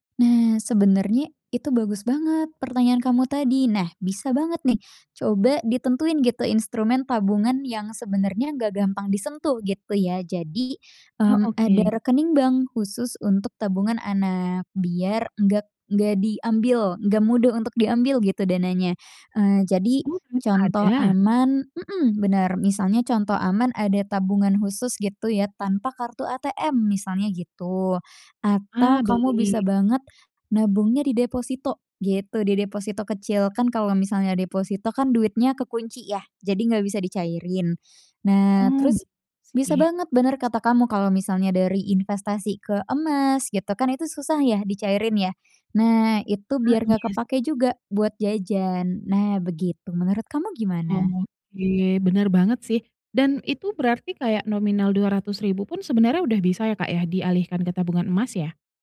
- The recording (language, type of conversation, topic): Indonesian, advice, Kenapa saya sulit menabung untuk tujuan besar seperti uang muka rumah atau biaya pendidikan anak?
- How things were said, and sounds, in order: none